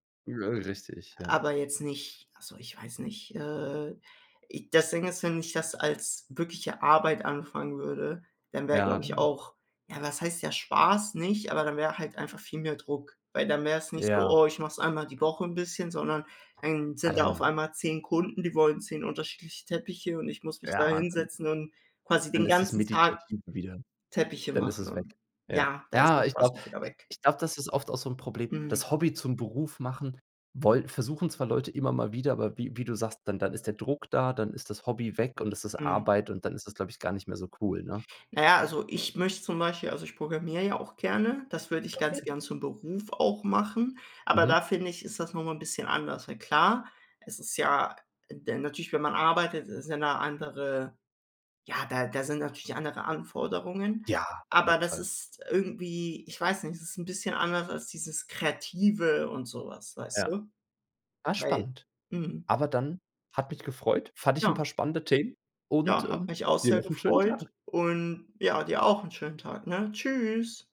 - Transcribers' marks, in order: other noise
- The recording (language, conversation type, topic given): German, unstructured, Was nervt dich am meisten, wenn du ein neues Hobby ausprobierst?